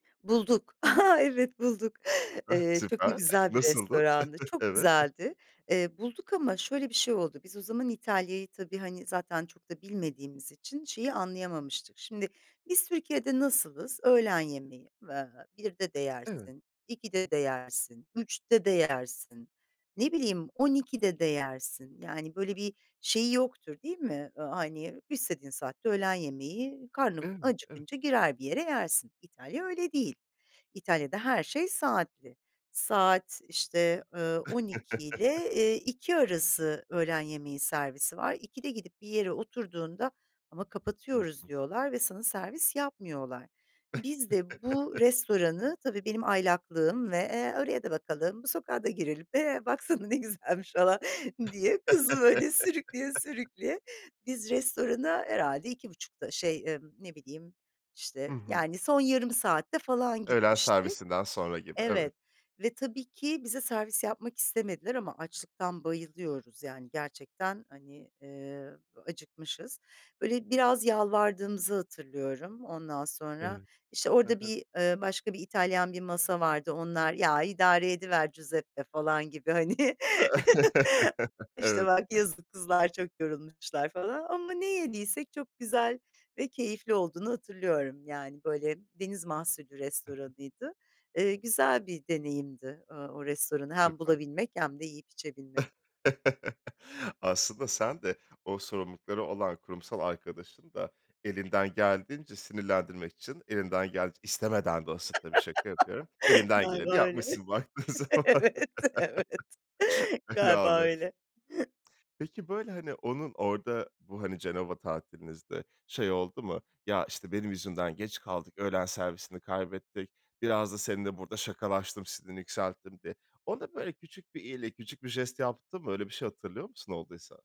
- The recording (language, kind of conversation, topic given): Turkish, podcast, Kaybolduktan sonra tesadüfen keşfettiğin en sevdiğin mekân hangisi?
- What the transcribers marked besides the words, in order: laughing while speaking: "aha, evet bulduk"; laughing while speaking: "Evet"; chuckle; tapping; chuckle; put-on voice: "oraya da bakalım, bu sokağa da girelim"; laughing while speaking: "ne güzelmiş falan diye kızı, böyle, sürükleye sürükleye"; other background noise; laugh; laughing while speaking: "hani"; chuckle; other noise; chuckle; laugh; chuckle; laughing while speaking: "Evet, evet"; laughing while speaking: "baktığın zaman"; chuckle; unintelligible speech